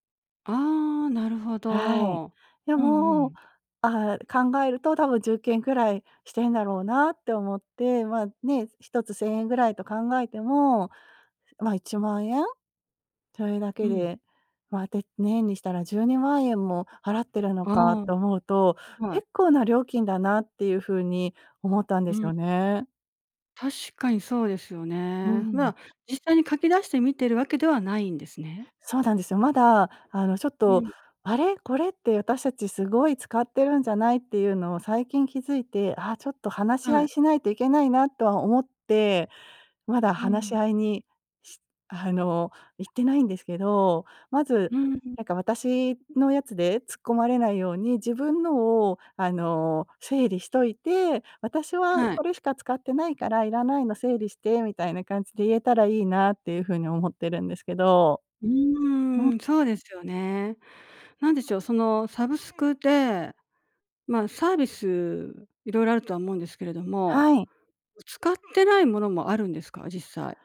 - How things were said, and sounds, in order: none
- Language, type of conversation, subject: Japanese, advice, 毎月の定額サービスの支出が増えているのが気になるのですが、どう見直せばよいですか？